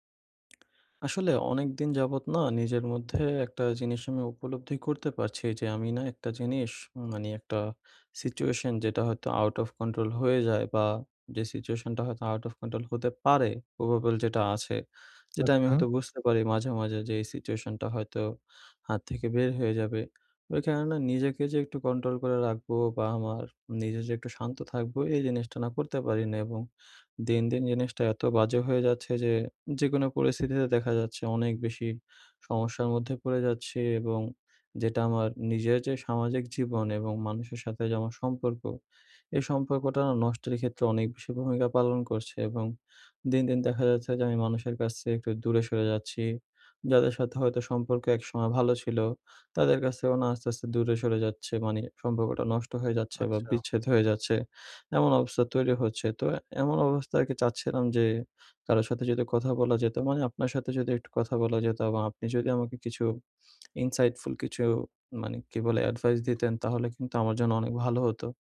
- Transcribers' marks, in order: tapping; "probable" said as "pobable"; other background noise; "control" said as "contro"; lip smack
- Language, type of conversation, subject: Bengali, advice, আমি কীভাবে শান্ত ও নম্রভাবে সংঘাত মোকাবিলা করতে পারি?